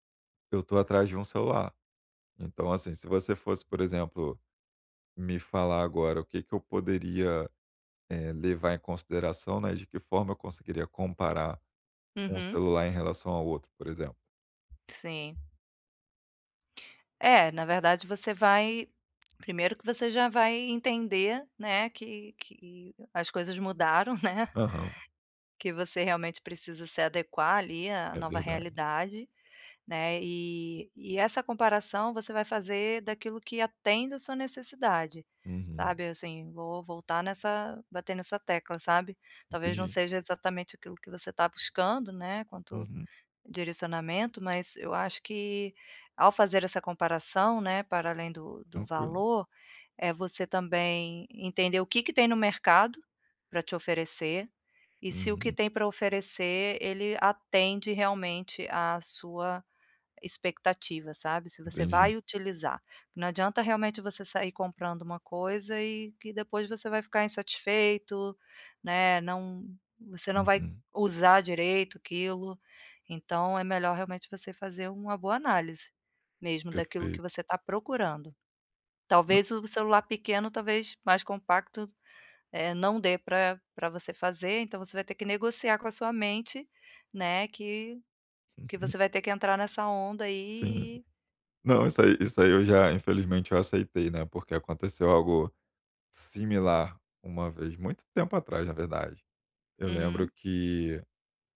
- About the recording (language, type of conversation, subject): Portuguese, advice, Como posso avaliar o valor real de um produto antes de comprá-lo?
- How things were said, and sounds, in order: tapping; other background noise